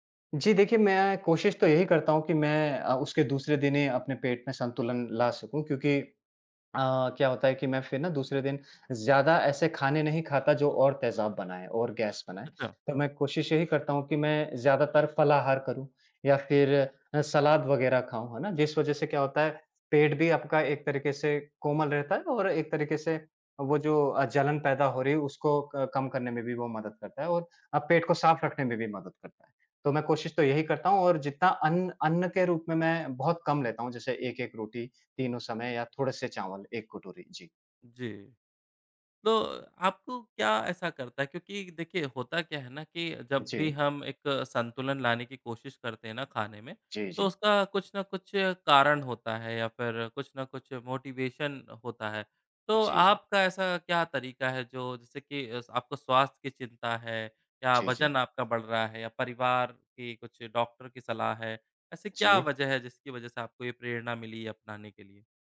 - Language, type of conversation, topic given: Hindi, podcast, खाने में संतुलन बनाए रखने का आपका तरीका क्या है?
- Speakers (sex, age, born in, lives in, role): male, 30-34, India, India, guest; male, 30-34, India, India, host
- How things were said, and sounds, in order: in English: "मोटिवेशन"